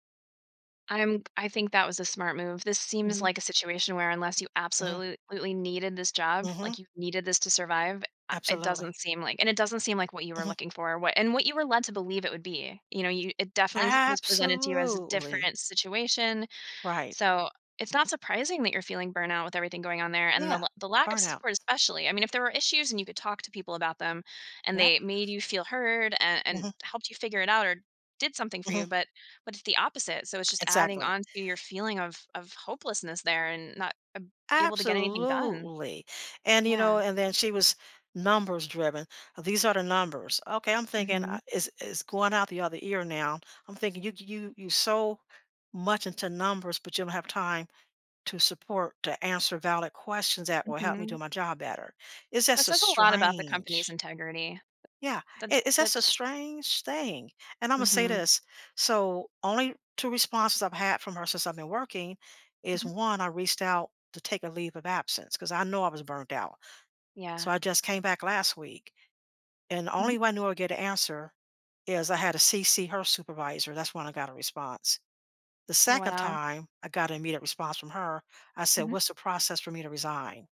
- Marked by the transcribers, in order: "absolutely" said as "absolutelutley"; other background noise; drawn out: "Absolutely"; drawn out: "Absolutely"; tapping
- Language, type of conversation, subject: English, advice, How do I manage burnout and feel more energized at work?
- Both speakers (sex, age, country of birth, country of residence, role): female, 40-44, United States, United States, advisor; female, 65-69, United States, United States, user